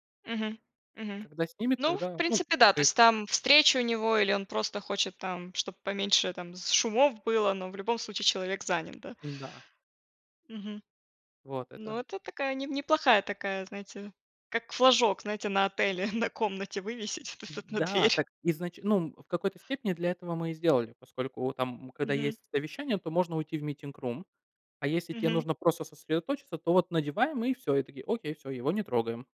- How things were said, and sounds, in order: unintelligible speech; laughing while speaking: "на комнате"; in English: "meeting room"
- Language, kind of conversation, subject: Russian, unstructured, Какие привычки помогают сделать твой день более продуктивным?